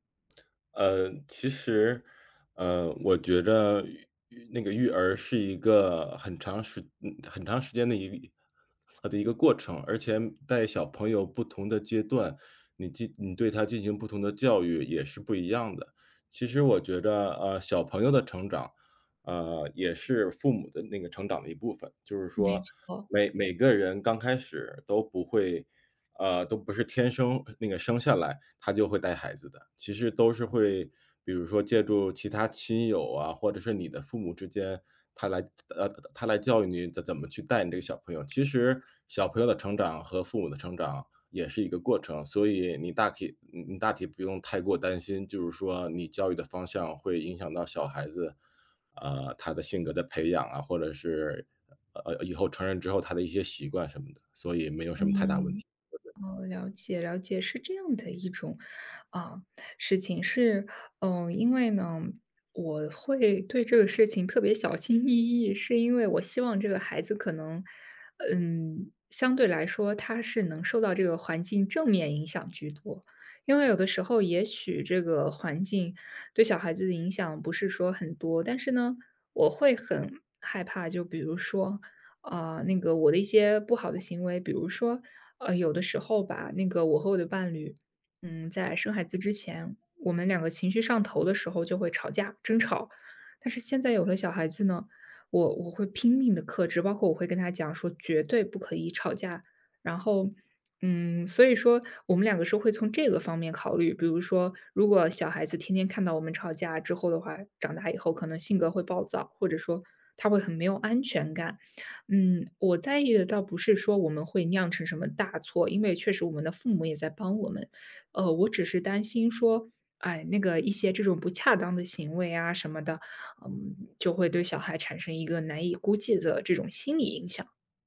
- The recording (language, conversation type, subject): Chinese, advice, 在养育孩子的过程中，我总担心自己会犯错，最终成为不合格的父母，该怎么办？
- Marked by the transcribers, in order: tapping; other background noise